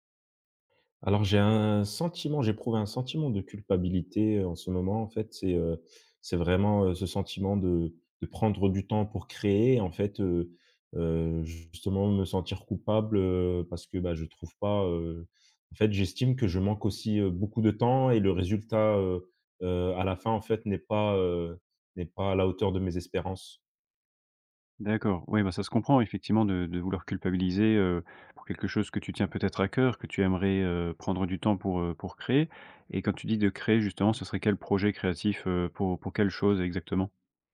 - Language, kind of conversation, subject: French, advice, Pourquoi est-ce que je me sens coupable de prendre du temps pour créer ?
- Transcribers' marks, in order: other background noise